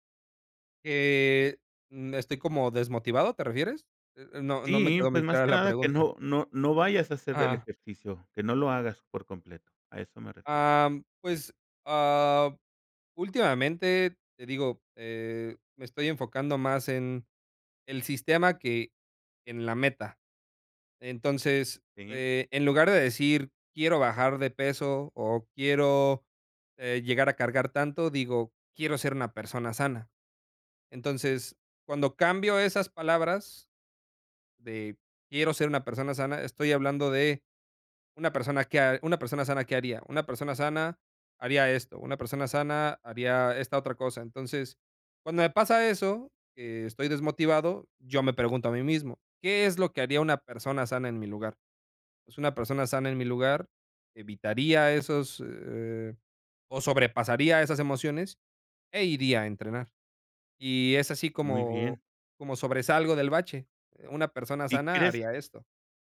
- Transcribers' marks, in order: none
- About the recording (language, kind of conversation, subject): Spanish, podcast, ¿Qué actividad física te hace sentir mejor mentalmente?